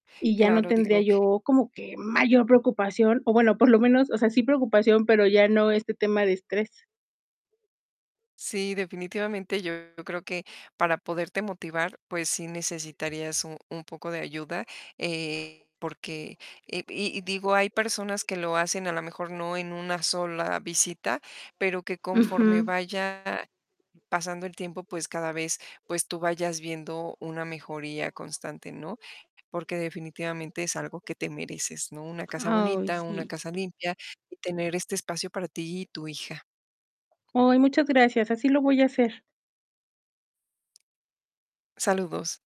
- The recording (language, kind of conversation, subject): Spanish, advice, ¿Cómo puedo empezar a reducir el desorden en mi casa para que me cause menos estrés?
- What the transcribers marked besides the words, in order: laughing while speaking: "por lo menos"; distorted speech; background speech; static; tapping; other background noise